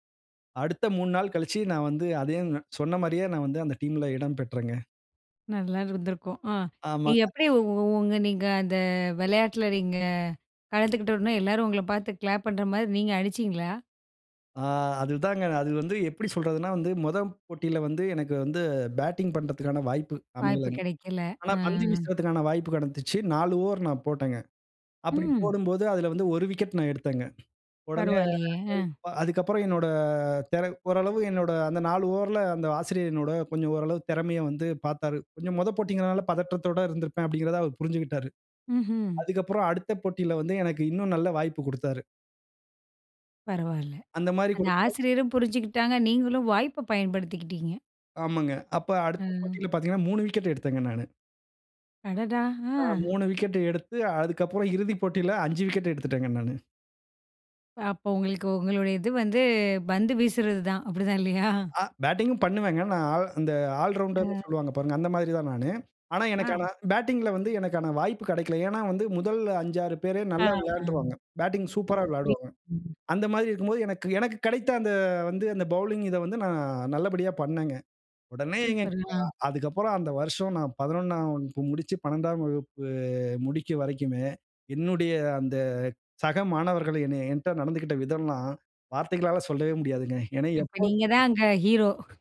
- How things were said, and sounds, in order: in English: "கிளாப்"; horn; in English: "பேட்டிங்"; in English: "ஓவர்"; in English: "விக்கெட்"; unintelligible speech; in English: "ஓவர்"; in English: "விக்கெட்"; surprised: "அடடா! ஆ"; in English: "விக்கெட்"; in English: "விக்கெட்"; chuckle; in English: "பேட்டிங்"; in English: "ஆல் ரவுண்டர்"; in English: "பேட்டிங்"; in English: "பவுலிங்"; joyful: "என்னுடைய அந்த சக மாணவர்கள் என்னைய என்ட நடந்துகிட்ட விதம்லாம் வார்த்தைகளால சொல்லவே முடியாதுங்க"
- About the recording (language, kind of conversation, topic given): Tamil, podcast, பள்ளி அல்லது கல்லூரியில் உங்களுக்கு வாழ்க்கையில் திருப்புமுனையாக அமைந்த நிகழ்வு எது?